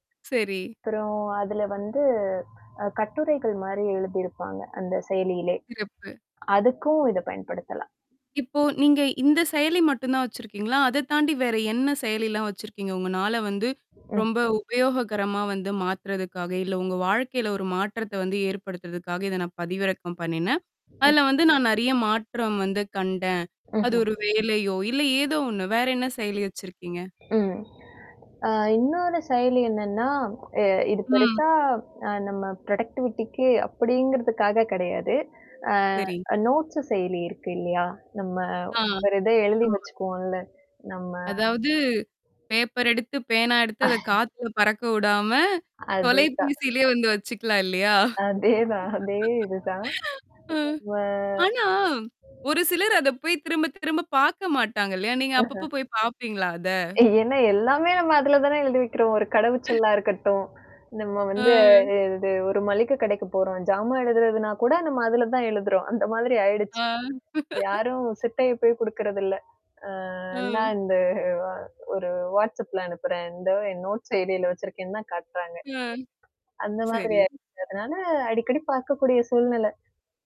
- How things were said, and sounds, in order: static; other noise; distorted speech; other background noise; in English: "புரொடக்டிவிட்டிக்கு"; in English: "நோட்ஸ்"; laugh; unintelligible speech; laugh; in English: "வாட்ஸ்அப்ல"; in English: "நோட்"; tapping
- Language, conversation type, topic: Tamil, podcast, உங்களுக்கு அதிகம் உதவிய உற்பத்தித் திறன் செயலிகள் எவை என்று சொல்ல முடியுமா?